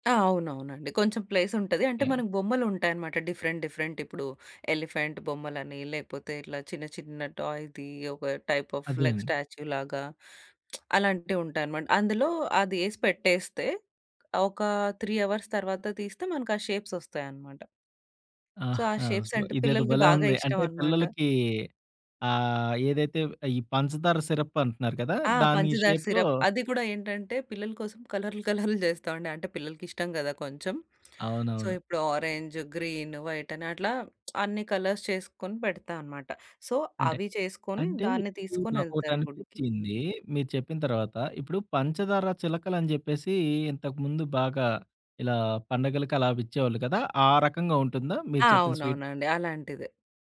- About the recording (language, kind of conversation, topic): Telugu, podcast, పండుగల కోసం పెద్దగా వంట చేస్తే ఇంట్లో పనులను ఎలా పంచుకుంటారు?
- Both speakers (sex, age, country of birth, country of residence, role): female, 30-34, India, India, guest; male, 30-34, India, India, host
- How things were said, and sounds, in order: in English: "ప్లేస్"; in English: "డిఫరెంట్, డిఫరెంట్"; in English: "ఎలిఫెంట్"; in English: "టాయ్‌ది"; in English: "టైప్ ఆఫ్ లైక్ స్టాచ్యూలాగా"; lip smack; in English: "త్రీ అవర్స్"; in English: "షేప్స్"; in English: "సో"; unintelligible speech; in English: "షేప్స్"; in English: "సిరప్"; in English: "షేప్‌లో"; in English: "సిరప్"; in English: "సో"; in English: "ఆరంజ్, గ్రీన్, వైట్"; lip smack; in English: "కలర్స్"; in English: "సో"